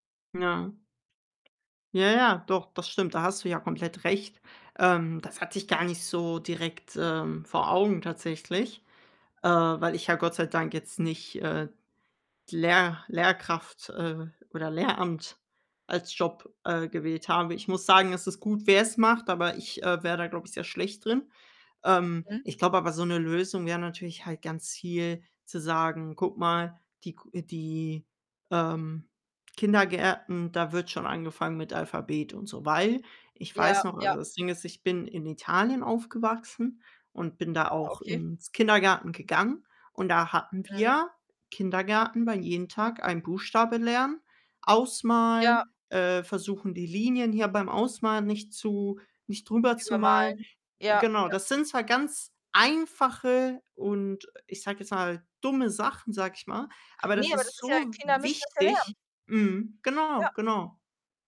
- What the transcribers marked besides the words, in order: other background noise; distorted speech; stressed: "einfache"
- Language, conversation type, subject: German, unstructured, Wie stellst du dir deinen Traumjob vor?